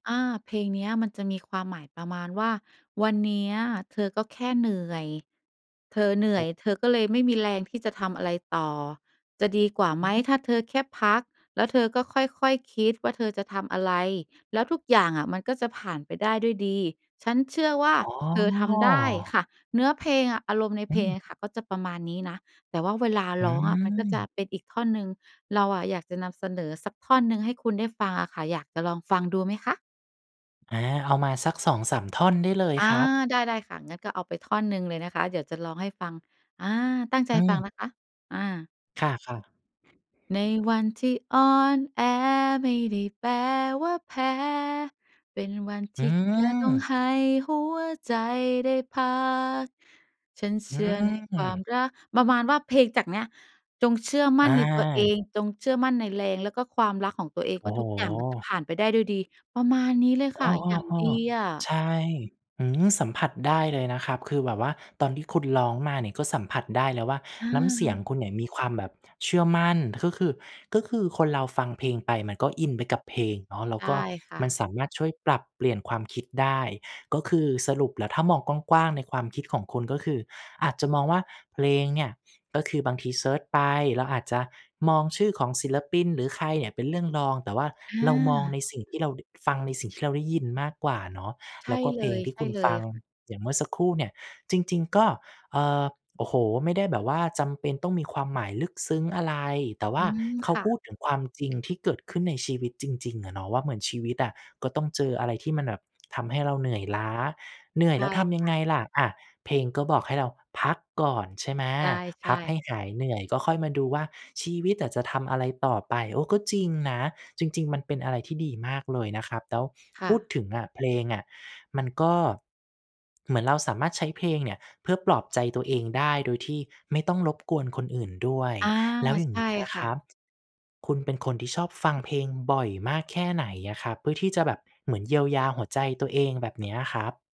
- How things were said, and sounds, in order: other background noise; singing: "ในวันที่อ่อนแอไม่ได้แปลว่าแพ้ เป็นวันที่แค่ต้องให้หัวใจได้พัก ฉันเชื่อในความรัก"; tapping
- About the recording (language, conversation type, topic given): Thai, podcast, เพลงไหนที่ทำให้คุณฮึกเหิมและกล้าลงมือทำสิ่งใหม่ ๆ?